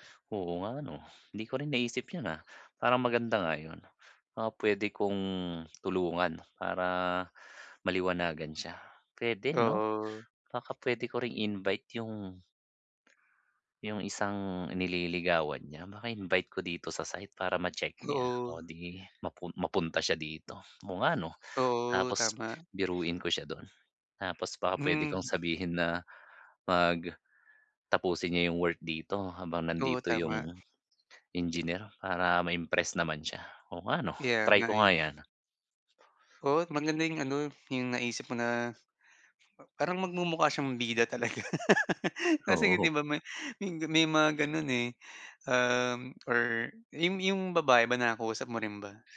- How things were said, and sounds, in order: other background noise; laugh
- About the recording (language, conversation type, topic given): Filipino, advice, Paano ko muling maibabalik ang motibasyon ko sa aking proyekto?